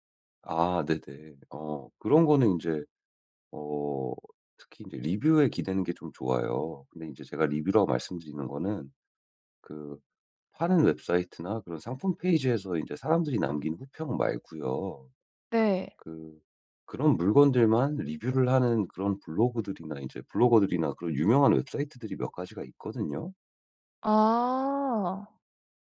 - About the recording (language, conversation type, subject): Korean, advice, 쇼핑할 때 결정을 미루지 않으려면 어떻게 해야 하나요?
- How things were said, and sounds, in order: other background noise; tapping